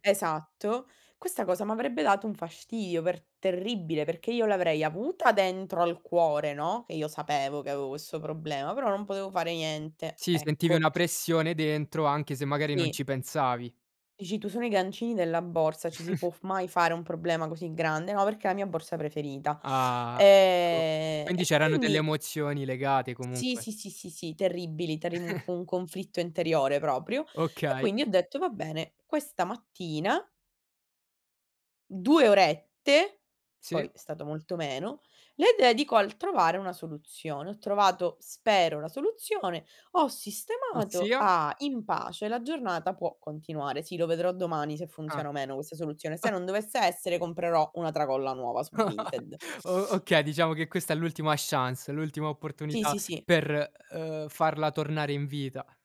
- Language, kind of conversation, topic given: Italian, podcast, Cosa fai per gestire lo stress nella vita di tutti i giorni?
- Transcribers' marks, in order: "fastidio" said as "fasctidio"; chuckle; drawn out: "Ah"; drawn out: "Ehm"; chuckle; other noise; chuckle; in English: "chance"